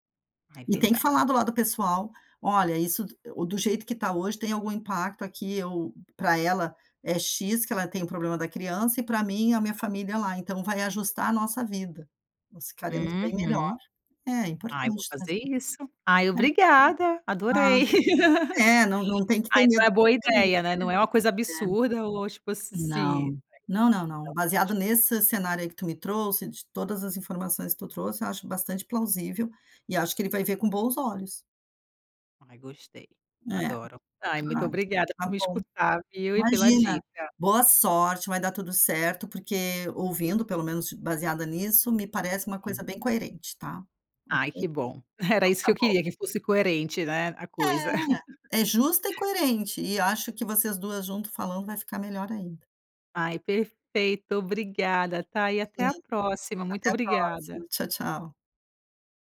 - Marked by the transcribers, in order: laugh; unintelligible speech; other background noise; unintelligible speech; chuckle
- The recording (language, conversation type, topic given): Portuguese, advice, Como posso negociar com meu chefe a redução das minhas tarefas?